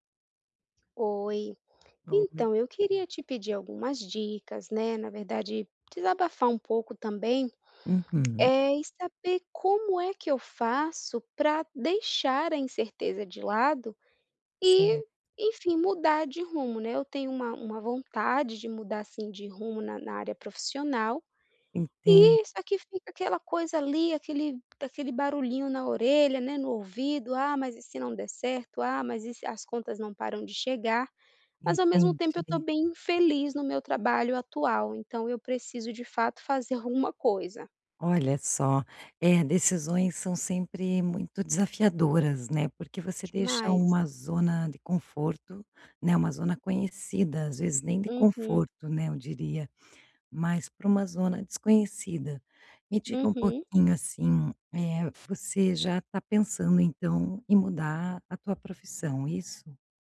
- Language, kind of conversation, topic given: Portuguese, advice, Como lidar com a incerteza ao mudar de rumo na vida?
- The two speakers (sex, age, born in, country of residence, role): female, 30-34, Brazil, United States, user; female, 45-49, Brazil, Portugal, advisor
- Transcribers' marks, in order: other background noise; tapping; laughing while speaking: "fazer"